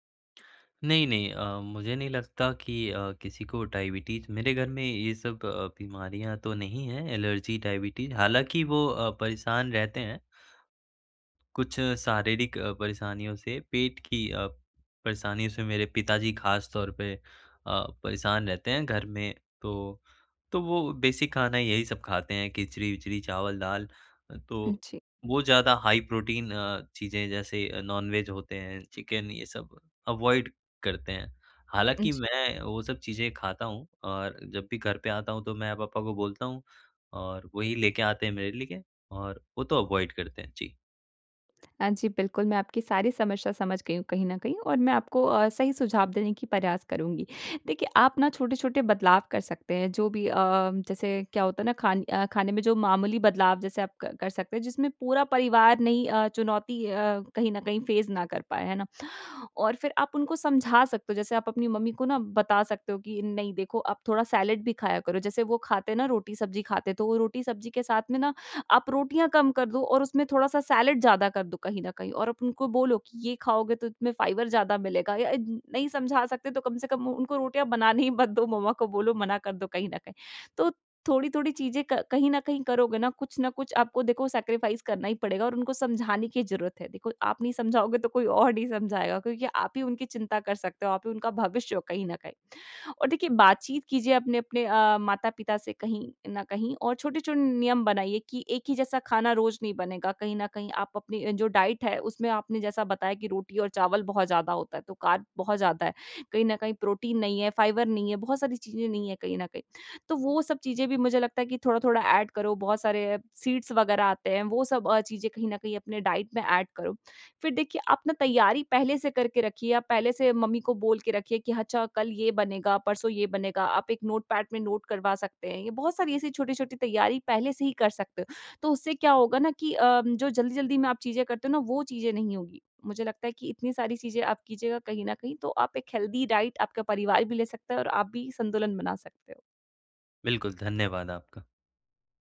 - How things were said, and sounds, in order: in English: "बेसिक"; in English: "हाई"; in English: "नॉनवेज"; in English: "अवॉइड"; in English: "अवॉइड"; in English: "फ़ेस"; in English: "सैलेड"; in English: "सैलेड"; laughing while speaking: "उनको रोटियाँ बनाने ही मत … कहीं न कहीं"; in English: "सैक्रिफ़ाइस"; in English: "डाइट"; in English: "ऐड"; in English: "सीड्स"; in English: "डाइट"; in English: "ऐड"; in English: "नोटपैड"; in English: "नोट"; in English: "हेल्दी डाइट"
- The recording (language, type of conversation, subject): Hindi, advice, परिवार के खाने की पसंद और अपने आहार लक्ष्यों के बीच मैं संतुलन कैसे बना सकता/सकती हूँ?